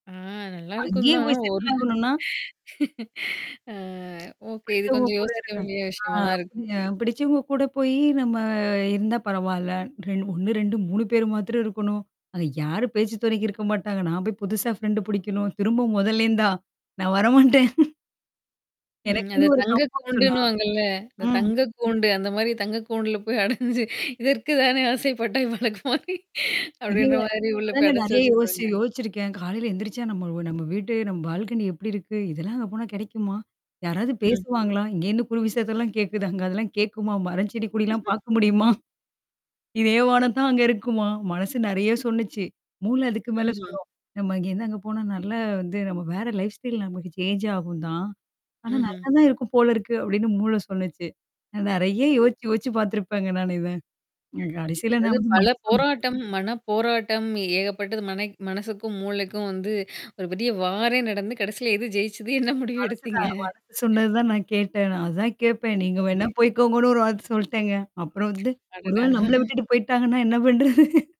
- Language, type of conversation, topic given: Tamil, podcast, நீங்கள் ஆபத்து எடுக்கும்போது உங்கள் மனம் வழிநடத்துமா, மூளை வழிநடத்துமா?
- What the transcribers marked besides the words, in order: mechanical hum; in English: "செட்டில்"; chuckle; in English: "ஃப்ரெண்ட்"; laughing while speaking: "நான் வரமாட்டேன்"; in English: "கம்ப்ஃபர்ட் ஜோன்னா"; laughing while speaking: "போய் அடஞ்சு. இதற்கு தானே ஆசைப்பட்டாய் பாலகுமாரி அப்படின்ற மாரி உள்ள போய் அடச்சு வச்சுருவாங்க"; unintelligible speech; other background noise; laugh; "சொல்லுச்சு" said as "சொன்னுச்சு"; distorted speech; in English: "லைஃப் ஸ்டைல்"; in English: "சேஞ்ச்"; "சொல்லுச்சு" said as "சொன்னுச்சு"; in English: "வாரே"; laughing while speaking: "கடைசில எது ஜெயிச்சது என்ன முடிவு எடுத்தீங்க?"; other noise; laughing while speaking: "ஒரு வேளை நம்மள விட்டுட்டு போய்ட்டாங்கன்னா என்ன பண்றது?"; chuckle